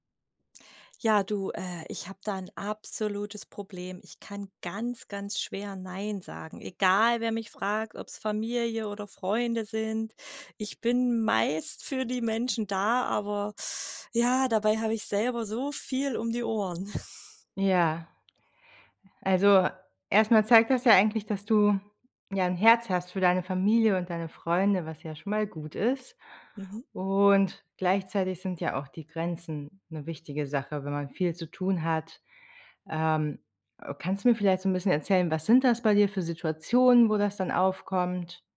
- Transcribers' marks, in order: chuckle
- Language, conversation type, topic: German, advice, Warum fällt es dir schwer, bei Bitten Nein zu sagen?